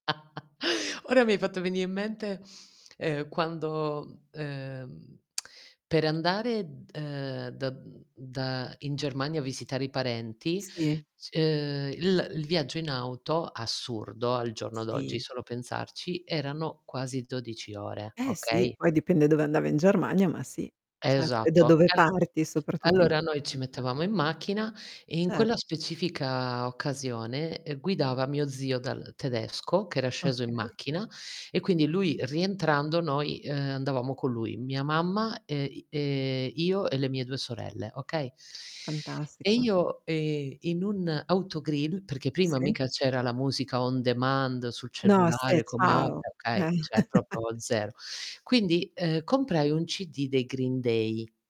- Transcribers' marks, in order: chuckle; other background noise; tsk; drawn out: "da"; distorted speech; drawn out: "specifica"; static; in English: "on demand"; "cioè" said as "ceh"; chuckle; "proprio" said as "propo"
- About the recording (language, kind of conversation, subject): Italian, unstructured, Quale canzone ti ricorda un momento felice della tua vita?